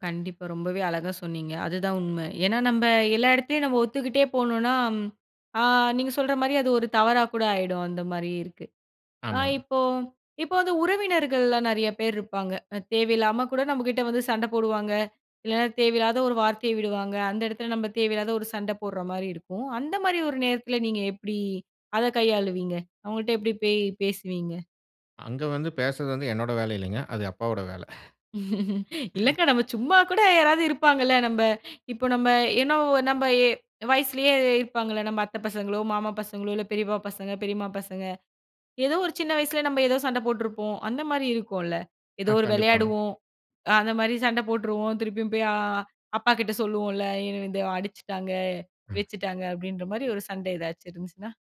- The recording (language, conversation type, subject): Tamil, podcast, சண்டை முடிந்த பிறகு உரையாடலை எப்படி தொடங்குவது?
- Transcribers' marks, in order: other background noise; laugh; chuckle; "என்னை" said as "என"